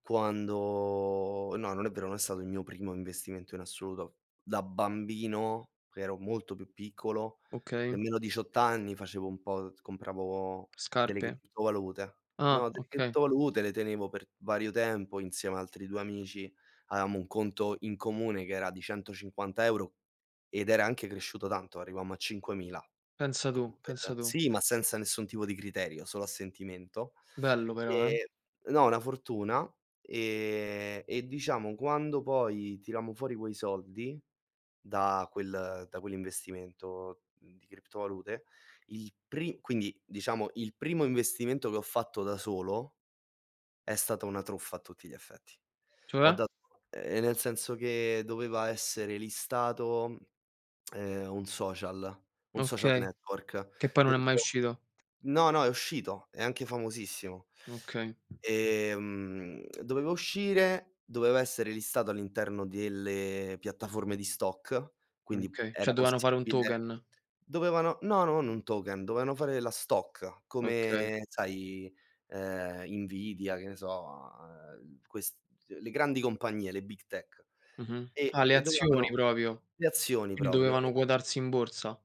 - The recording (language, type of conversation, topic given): Italian, unstructured, Come ti senti quando il tuo lavoro viene riconosciuto?
- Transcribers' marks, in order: drawn out: "Quando"; "Avevamo" said as "aveamo"; tapping; "dovevano" said as "doveano"; "dovevano" said as "doveano"; "proprio" said as "propio"